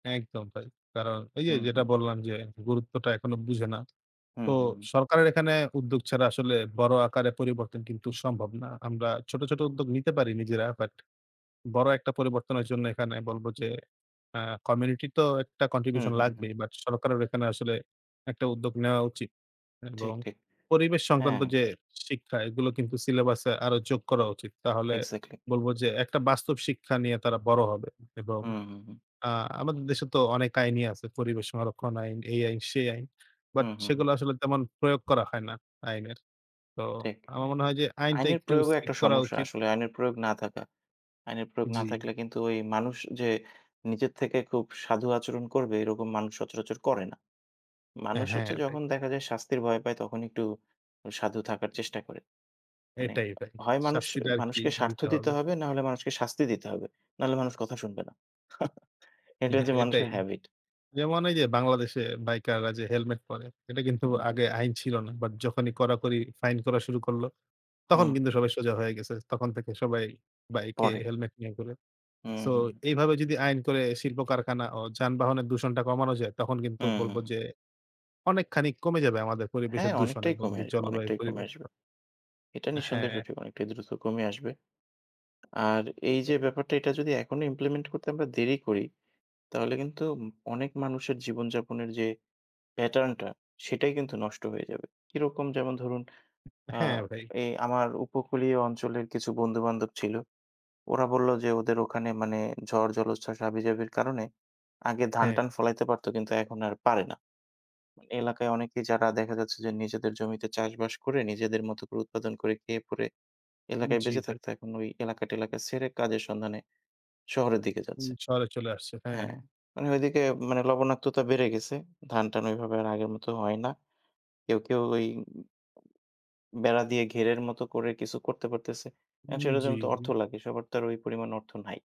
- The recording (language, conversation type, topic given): Bengali, unstructured, জলবায়ু পরিবর্তন আমাদের দৈনন্দিন জীবনে কীভাবে প্রভাব ফেলে?
- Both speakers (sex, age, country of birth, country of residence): male, 20-24, Bangladesh, Bangladesh; male, 25-29, Bangladesh, Bangladesh
- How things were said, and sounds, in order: other background noise; in English: "contribution"; scoff; in English: "implement"